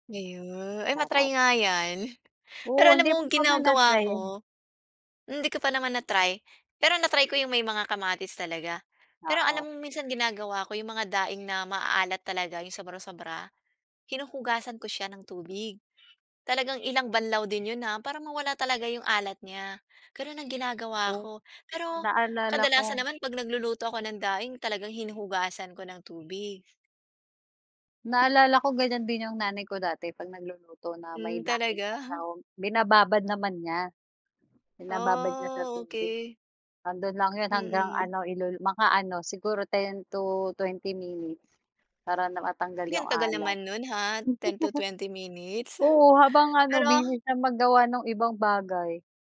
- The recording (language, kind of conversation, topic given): Filipino, unstructured, Ano ang palagay mo sa pagkaing sobrang maalat?
- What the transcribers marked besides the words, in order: other background noise; chuckle